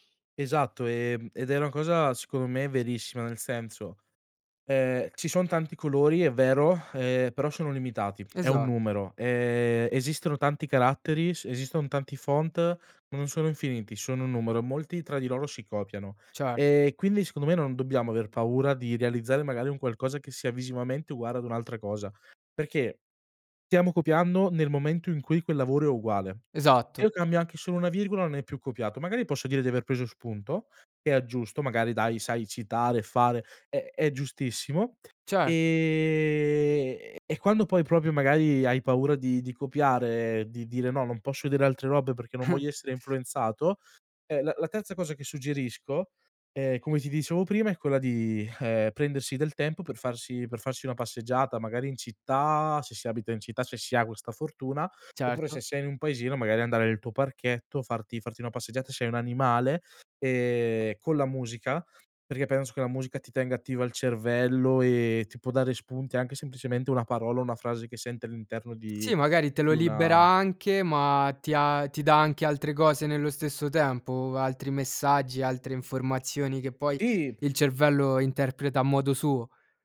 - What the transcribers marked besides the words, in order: "proprio" said as "propio"; other background noise; chuckle
- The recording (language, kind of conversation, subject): Italian, podcast, Come superi il blocco creativo quando ti fermi, sai?